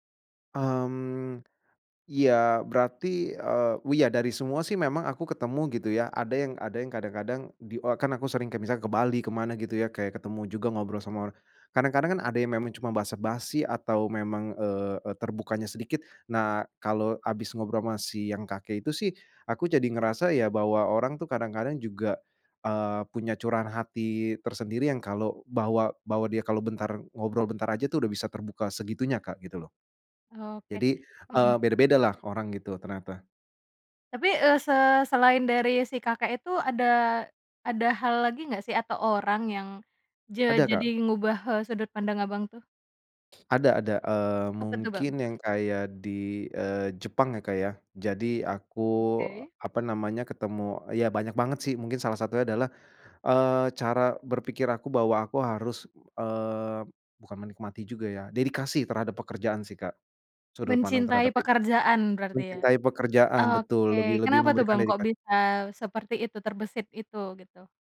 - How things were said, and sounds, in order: other background noise
- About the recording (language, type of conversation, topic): Indonesian, podcast, Pernahkah kamu mengalami pertemuan singkat yang mengubah cara pandangmu?